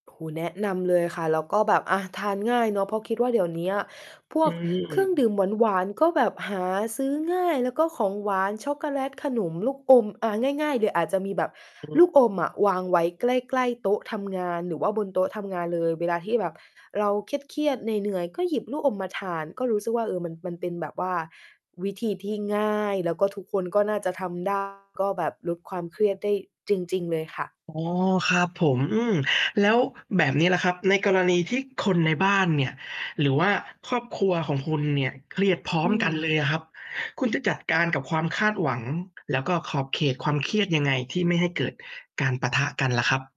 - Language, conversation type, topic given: Thai, podcast, คุณมีวิธีจัดการความเครียดเวลาอยู่บ้านอย่างไร?
- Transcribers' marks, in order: distorted speech